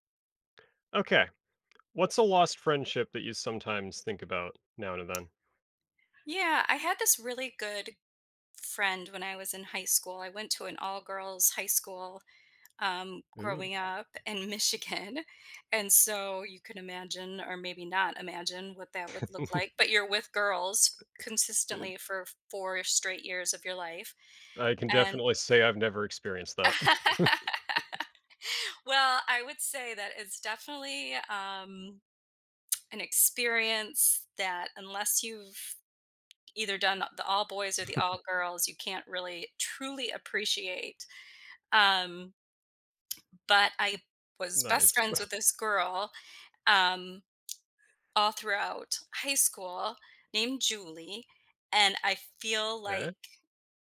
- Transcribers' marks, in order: tapping; other background noise; laughing while speaking: "in Michigan"; giggle; laugh; chuckle; lip smack; chuckle; scoff
- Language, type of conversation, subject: English, unstructured, What lost friendship do you sometimes think about?
- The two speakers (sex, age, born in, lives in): female, 50-54, United States, United States; male, 20-24, United States, United States